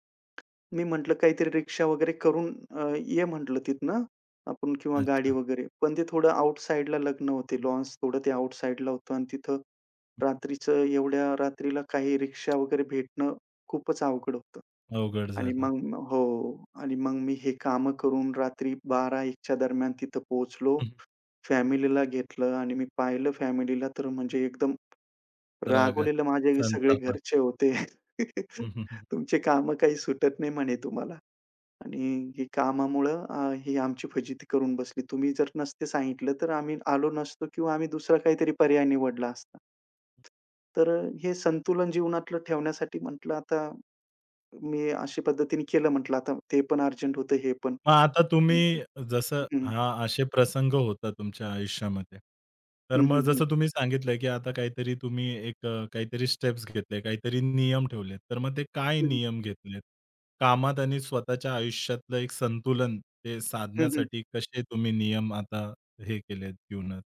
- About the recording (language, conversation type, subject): Marathi, podcast, काम आणि आयुष्यातील संतुलन कसे साधता?
- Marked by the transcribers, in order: other background noise; tapping; laughing while speaking: "होते"; chuckle; in English: "स्टेप्स"